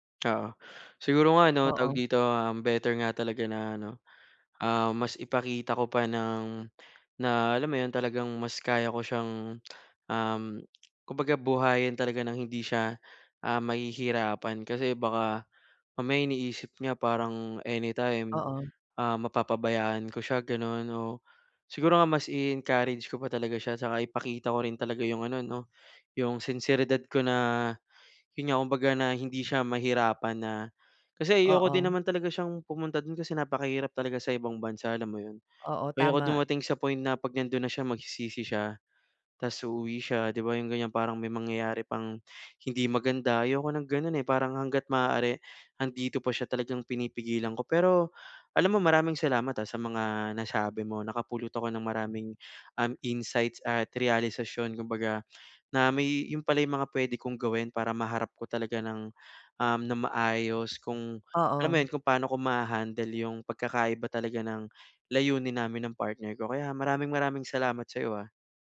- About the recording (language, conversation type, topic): Filipino, advice, Paano namin haharapin ang magkaibang inaasahan at mga layunin naming magkapareha?
- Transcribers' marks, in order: tapping; lip smack